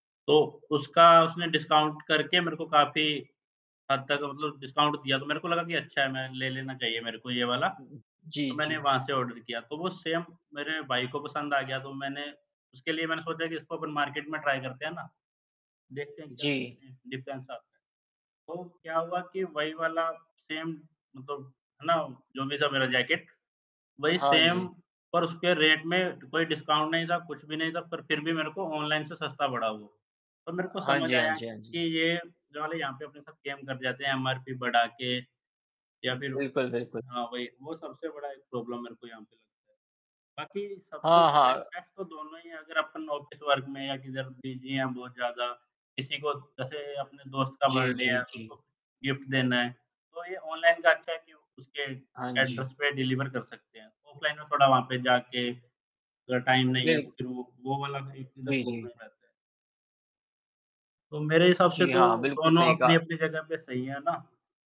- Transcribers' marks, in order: in English: "डिस्काउंट"; in English: "डिस्काउंट"; static; in English: "सेम"; in English: "मार्केट"; in English: "ट्राई"; distorted speech; in English: "डिफरेंस"; in English: "सेम"; in English: "सेम"; in English: "रेट"; in English: "डिस्काउंट"; in English: "गेम"; in English: "एमआरपी"; in English: "प्रॉब्लम"; in English: "बेस्ट बेस्ट"; in English: "ऑफ़िस वर्क"; in English: "बिजी"; in English: "बर्थडे"; in English: "गिफ्ट"; in English: "एड्रेस"; in English: "डिलीवर"; in English: "टाइम"; unintelligible speech
- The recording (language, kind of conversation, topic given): Hindi, unstructured, आपको ऑनलाइन खरीदारी अधिक पसंद है या बाजार जाकर खरीदारी करना अधिक पसंद है?